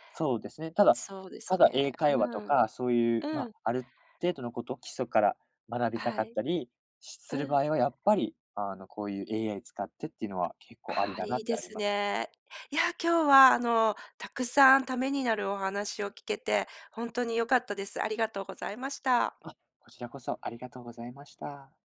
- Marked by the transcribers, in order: none
- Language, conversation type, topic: Japanese, podcast, 時間がないときは、どのように学習すればよいですか？
- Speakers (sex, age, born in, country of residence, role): female, 50-54, Japan, Japan, host; male, 20-24, United States, Japan, guest